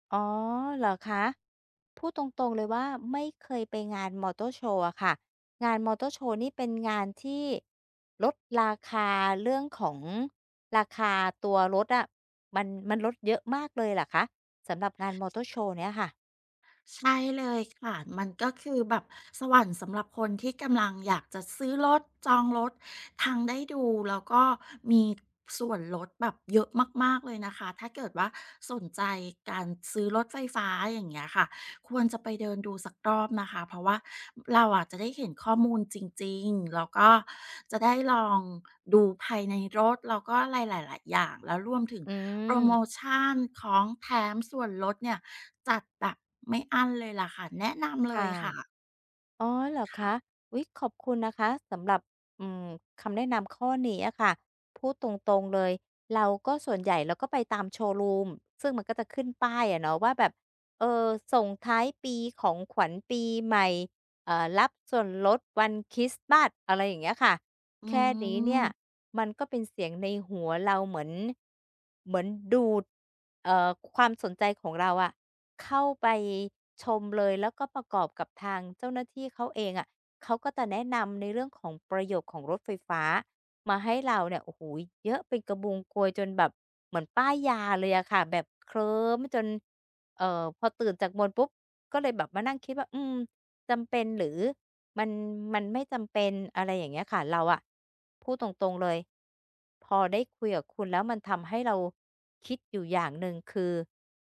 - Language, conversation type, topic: Thai, advice, จะจัดลำดับความสำคัญระหว่างการใช้จ่ายเพื่อความสุขตอนนี้กับการออมเพื่ออนาคตได้อย่างไร?
- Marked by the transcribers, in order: drawn out: "อ๋อ"; other background noise; tapping